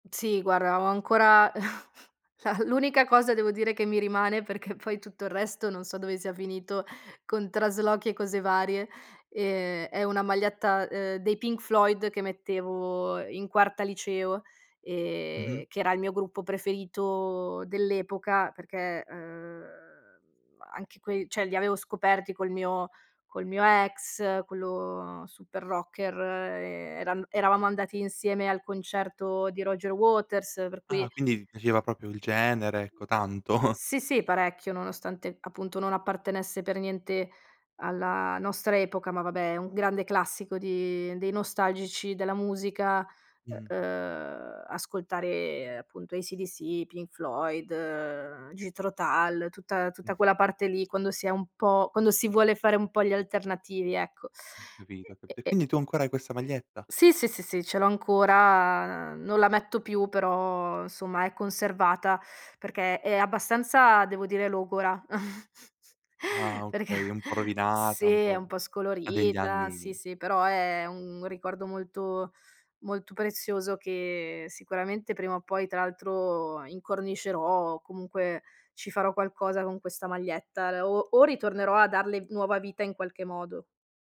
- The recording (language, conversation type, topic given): Italian, podcast, Come è cambiato il tuo modo di vestirti nel tempo?
- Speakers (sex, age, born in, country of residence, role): female, 30-34, Italy, Italy, guest; male, 18-19, Italy, Italy, host
- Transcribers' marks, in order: chuckle; laughing while speaking: "perché poi"; "cioè" said as "ceh"; "proprio" said as "propio"; laughing while speaking: "tanto"; laugh; laughing while speaking: "perché"